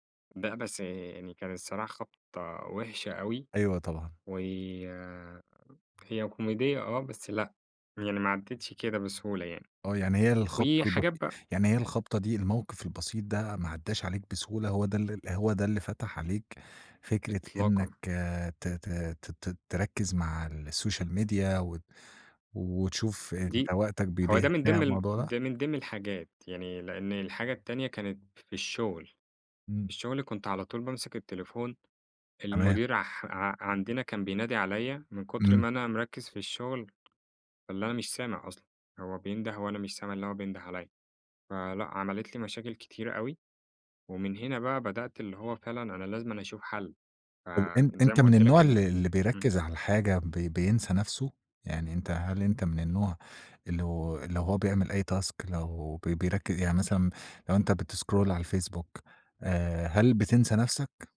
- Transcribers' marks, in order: tapping; in English: "السوشيال ميديا"; horn; in English: "task"; in English: "بتسكرول"
- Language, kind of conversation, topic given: Arabic, podcast, إزاي بتتعامل مع تشتت الانتباه على الموبايل؟